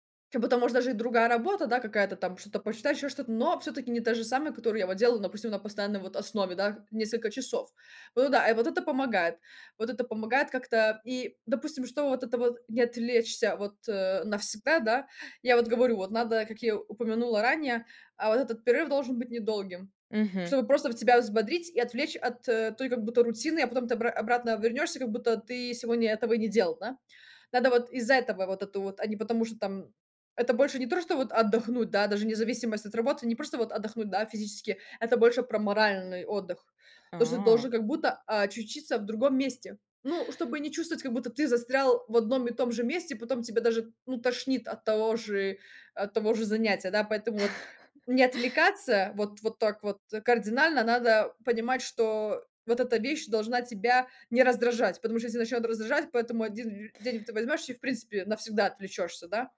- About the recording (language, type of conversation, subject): Russian, podcast, Что вы делаете, чтобы не отвлекаться во время важной работы?
- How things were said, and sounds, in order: chuckle